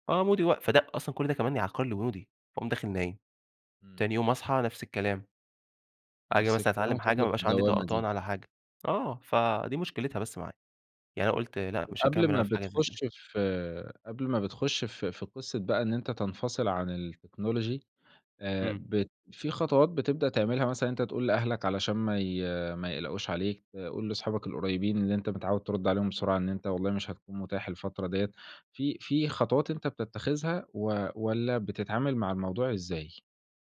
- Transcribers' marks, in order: in English: "مودي"; in English: "مودي"; in English: "الtechnology"
- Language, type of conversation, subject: Arabic, podcast, إيه رأيك في فكرة إنك تفصل عن الموبايل والنت لمدة يوم أو أسبوع؟